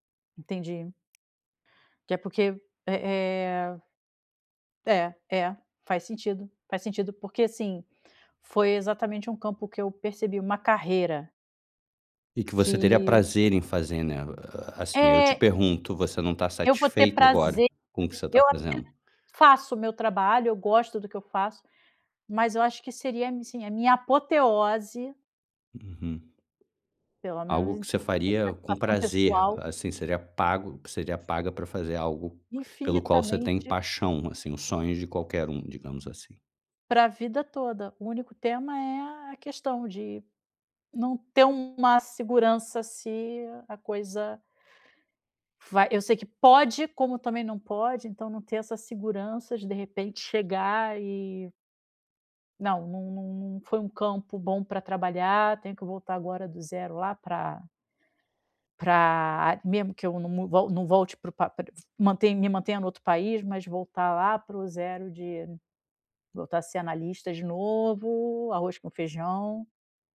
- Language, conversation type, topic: Portuguese, advice, Como posso trocar de carreira sem garantias?
- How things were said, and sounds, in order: tapping